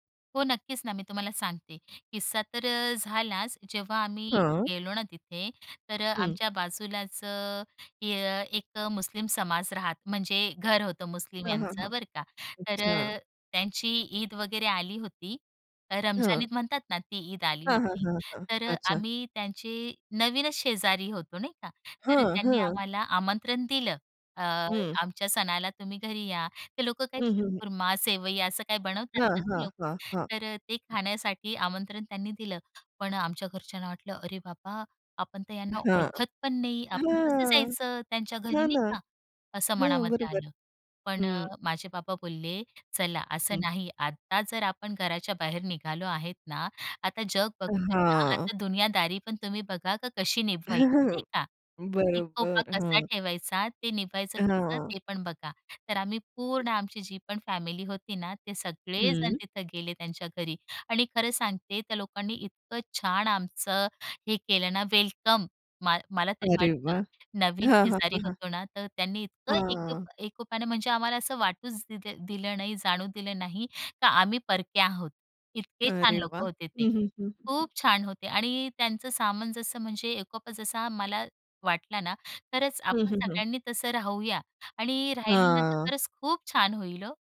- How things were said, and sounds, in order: tapping; other background noise; chuckle
- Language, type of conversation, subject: Marathi, podcast, तुमच्या कुटुंबाची स्थलांतराची कहाणी काय आहे?